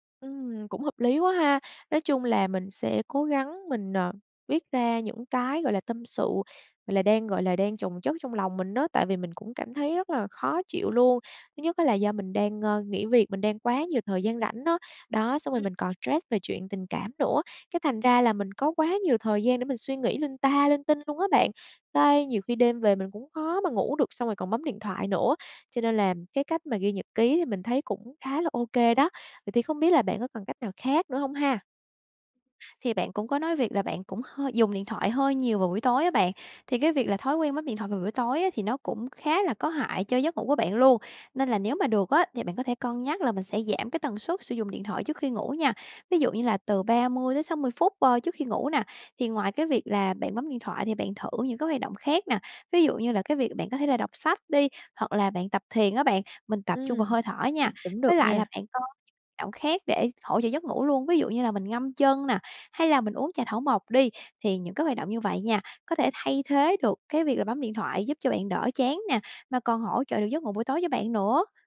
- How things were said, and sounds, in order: tapping; other background noise
- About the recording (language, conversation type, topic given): Vietnamese, advice, Ngủ trưa quá lâu có khiến bạn khó ngủ vào ban đêm không?